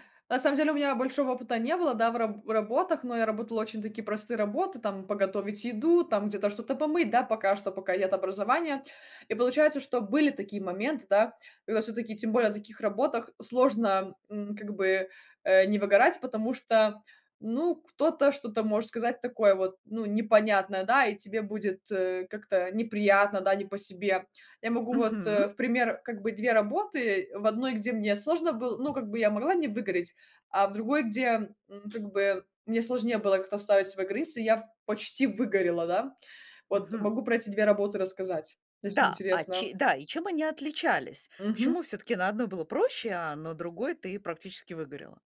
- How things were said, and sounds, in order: tapping
- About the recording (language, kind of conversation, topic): Russian, podcast, Как вы выстраиваете личные границы, чтобы не выгорать на работе?